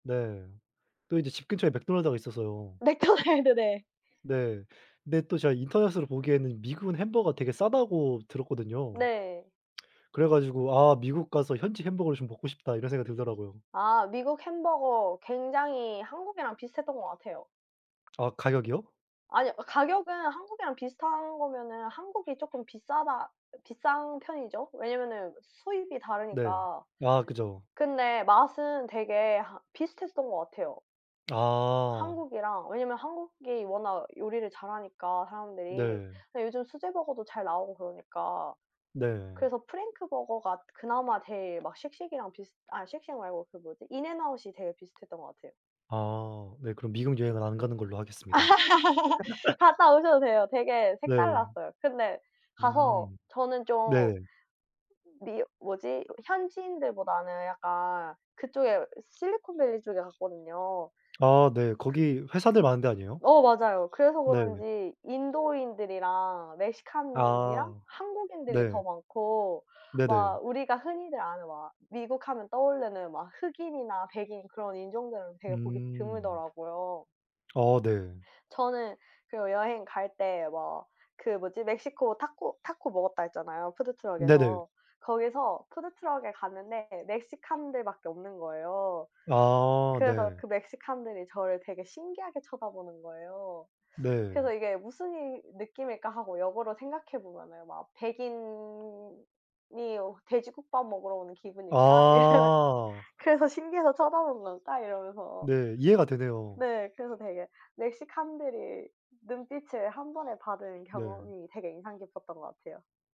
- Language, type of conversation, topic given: Korean, unstructured, 가장 가보고 싶은 여행지는 어디인가요?
- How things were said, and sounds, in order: laughing while speaking: "맥도날드"; lip smack; tapping; other background noise; laugh; drawn out: "'백인이"; laughing while speaking: "이런"